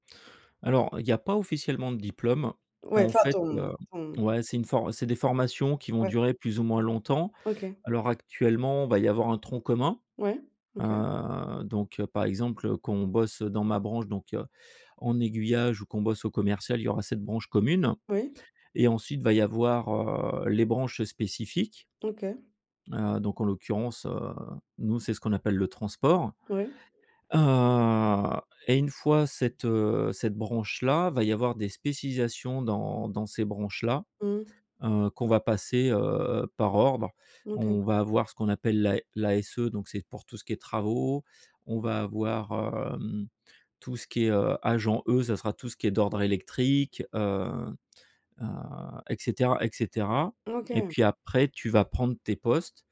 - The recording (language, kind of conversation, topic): French, podcast, Quelles compétences as-tu dû apprendre en priorité ?
- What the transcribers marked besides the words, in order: drawn out: "Heu"